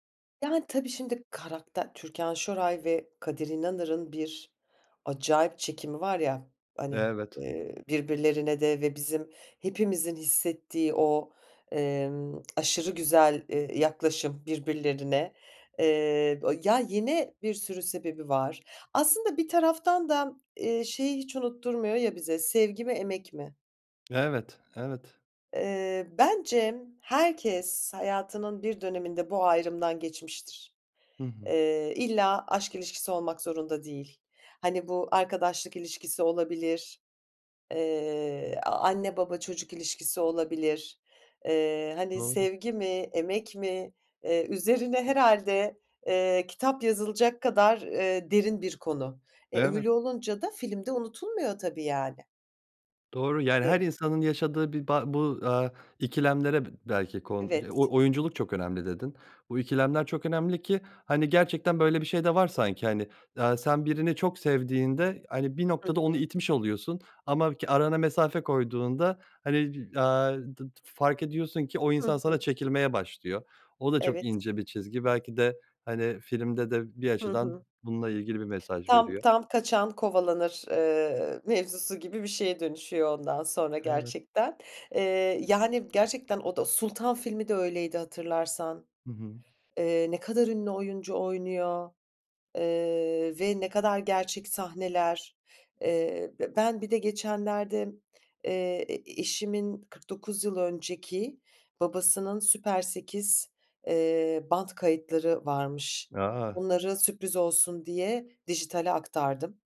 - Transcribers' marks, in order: other background noise; unintelligible speech
- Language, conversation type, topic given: Turkish, podcast, Sence bazı filmler neden yıllar geçse de unutulmaz?